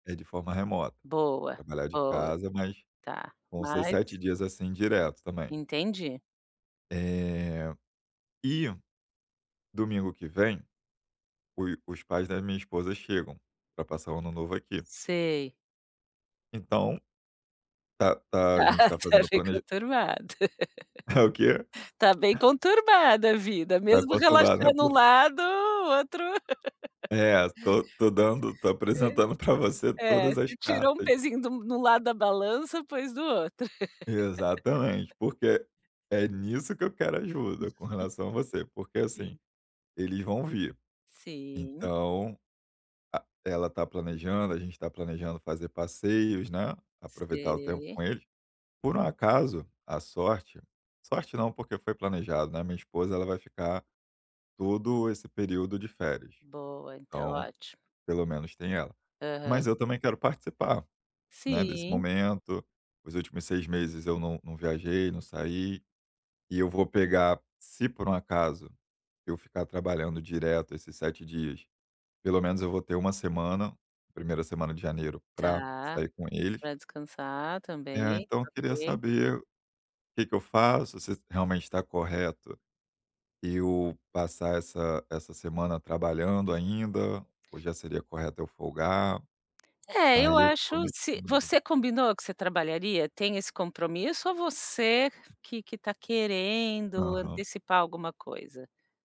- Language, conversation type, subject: Portuguese, advice, Como posso tirar férias mesmo tendo pouco tempo disponível?
- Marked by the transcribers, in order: laughing while speaking: "Ah, tá, foi conturbado"; tapping; laugh; unintelligible speech; laugh; unintelligible speech